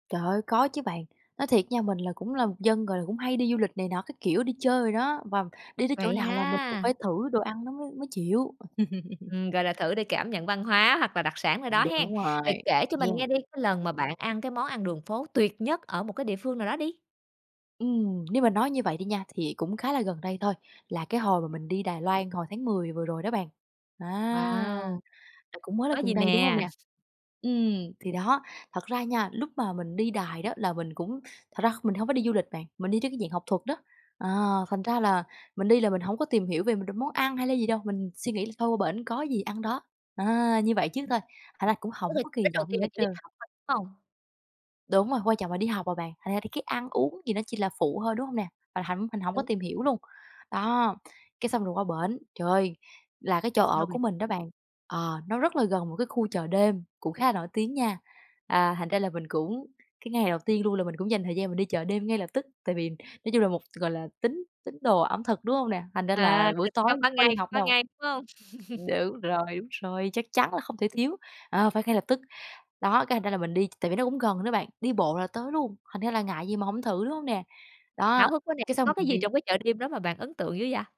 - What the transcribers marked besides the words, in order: laugh; stressed: "tuyệt"; tapping; chuckle; other background noise; laugh
- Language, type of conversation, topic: Vietnamese, podcast, Bạn có thể kể về lần bạn ăn món đường phố ngon nhất ở địa phương không?